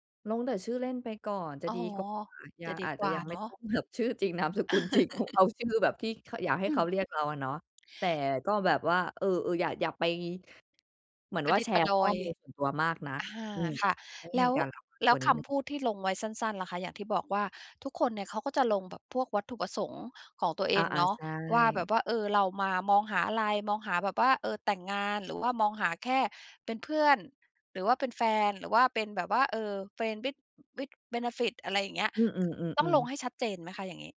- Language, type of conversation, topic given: Thai, podcast, คุณคิดอย่างไรเกี่ยวกับการออกเดทผ่านแอปเมื่อเทียบกับการเจอแบบธรรมชาติ?
- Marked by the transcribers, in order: laugh; laughing while speaking: "จริงของ เอา"; in English: "friend with with benefit"